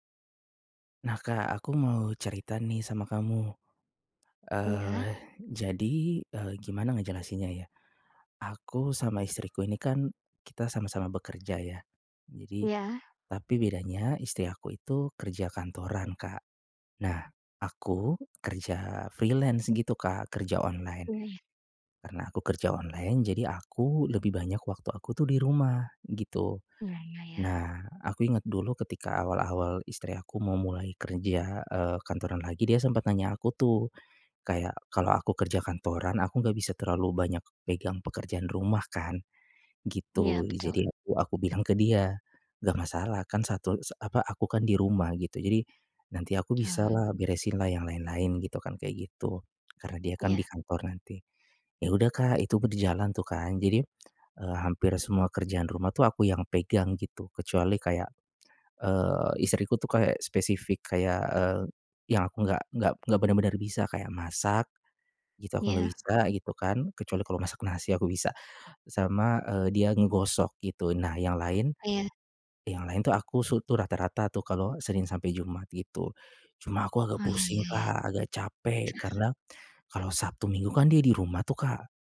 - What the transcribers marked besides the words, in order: in English: "freelance"; other background noise
- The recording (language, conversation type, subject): Indonesian, advice, Bagaimana saya bisa mengatasi tekanan karena beban tanggung jawab rumah tangga yang berlebihan?